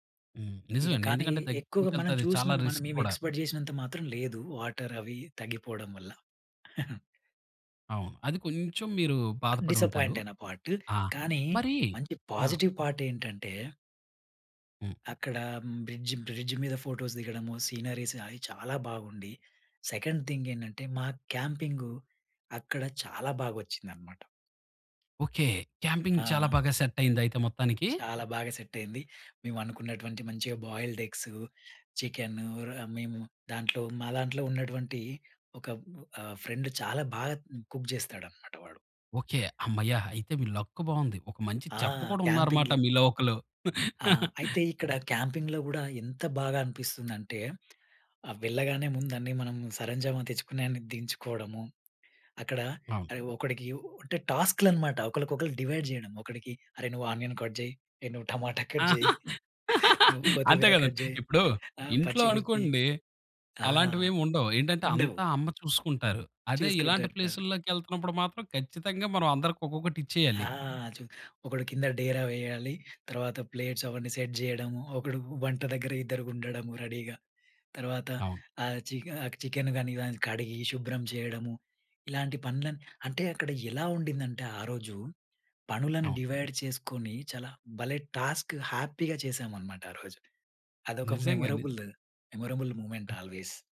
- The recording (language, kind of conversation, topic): Telugu, podcast, కాలేజీ లేదా పాఠశాల రోజుల్లో మీరు చేసిన గ్రూప్ ప్రయాణం గురించి చెప్పగలరా?
- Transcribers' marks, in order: in English: "రిస్క్"; in English: "ఎక్స్‌పెక్ట్"; chuckle; in English: "పాజిటివ్ పార్ట్"; in English: "బ్రిడ్జ్, బ్రిడ్జ్"; in English: "ఫోటోస్"; in English: "సీనరీస్"; in English: "సెకండ్ థింగ్"; in English: "క్యాంపింగ్"; in English: "సెట్"; in English: "సెట్"; in English: "ఫ్రెండ్"; in English: "కుక్"; in English: "లక్"; in English: "క్యాంపింగ్‌లో"; in English: "చెఫ్"; chuckle; in English: "క్యాంపింగ్‌లో"; in English: "డివైడ్"; in English: "ఆనియన్ కట్"; laugh; laughing while speaking: "నువ్వు టమాటా కట్ చెయ్, నువ్వు కొత్తిమీర కట్ చేయి ఆ పచ్చి మిర్చి"; in English: "కట్"; in English: "కట్"; in English: "ప్లేట్స్"; in English: "సెట్"; in English: "రెడీగా"; in English: "డివైడ్"; in English: "టాస్క్ హ్యాపీగా"; in English: "మెమరబుల్ డే, మెమరబుల్ మొమెంట్ ఆల్వేస్"